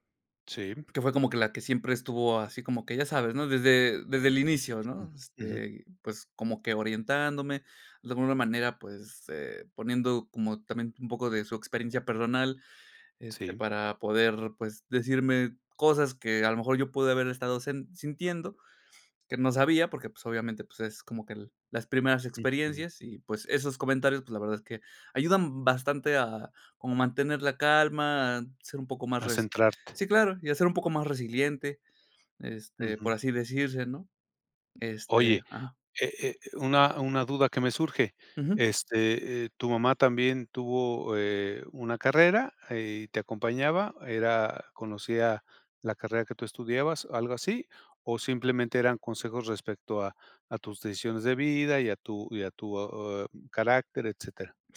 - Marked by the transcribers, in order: other background noise
- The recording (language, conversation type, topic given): Spanish, podcast, ¿Quién fue la persona que más te guió en tu carrera y por qué?